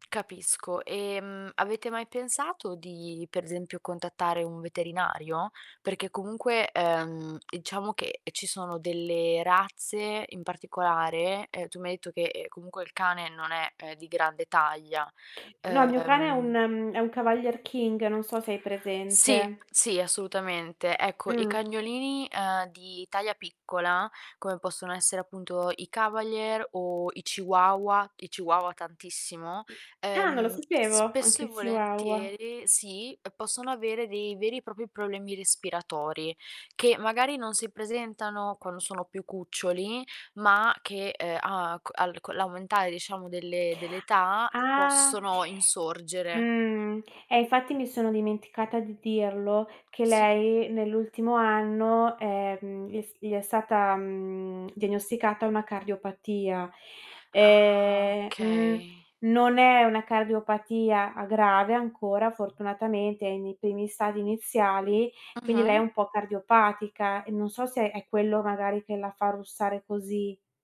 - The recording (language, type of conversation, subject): Italian, advice, Come gestite i conflitti di coppia dovuti al russare o ad orari di sonno diversi?
- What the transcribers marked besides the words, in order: distorted speech; "diciamo" said as "iciamo"; static; tapping; other background noise; other noise; "propri" said as "propi"; surprised: "Ah!"; drawn out: "Ehm"